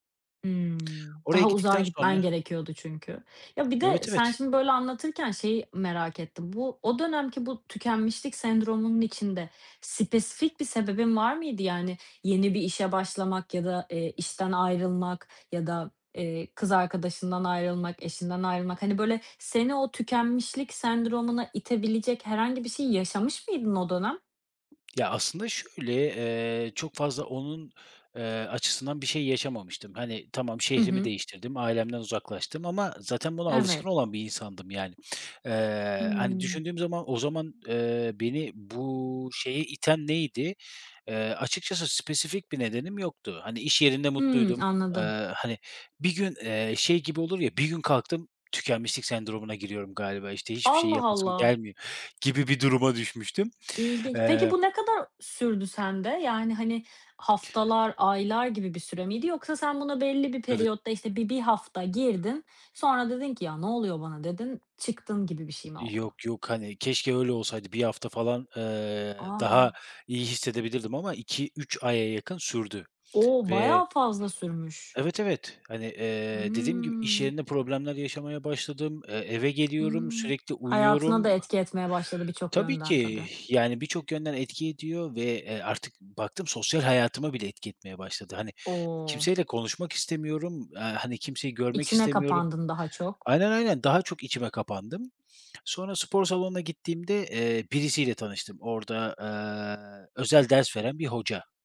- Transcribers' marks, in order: other background noise; other noise; tapping; drawn out: "bu"
- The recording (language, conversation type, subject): Turkish, podcast, Tükenmişlikle nasıl mücadele ediyorsun?